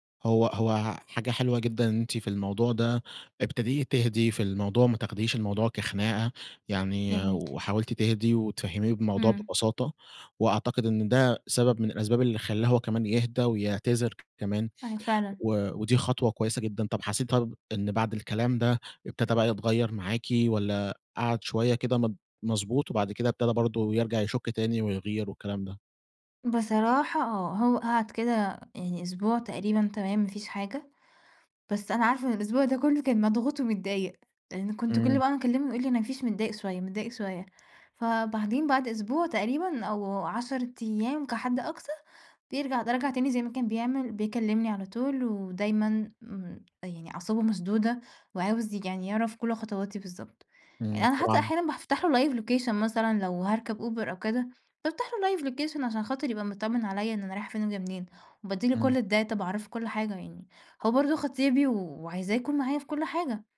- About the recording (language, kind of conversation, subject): Arabic, advice, ازاي الغيرة الزيادة أثرت على علاقتك؟
- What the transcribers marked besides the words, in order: tapping; in English: "live location"; in English: "live location"; in English: "الdata"